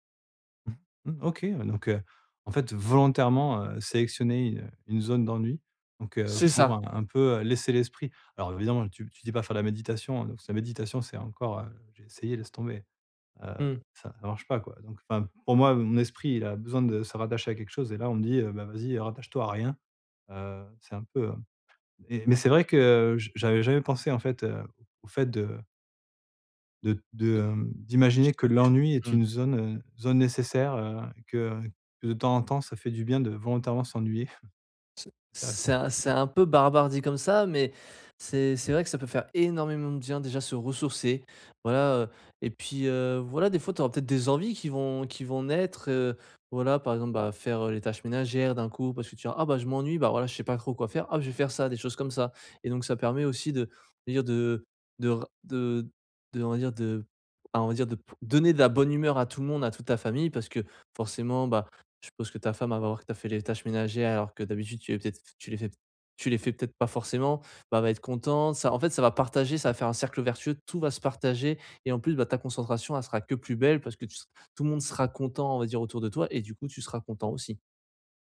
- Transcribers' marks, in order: stressed: "volontairement"; stressed: "C'est ça"; other background noise; unintelligible speech; chuckle; tapping; stressed: "énormément"
- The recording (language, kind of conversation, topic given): French, advice, Comment apprendre à accepter l’ennui pour mieux me concentrer ?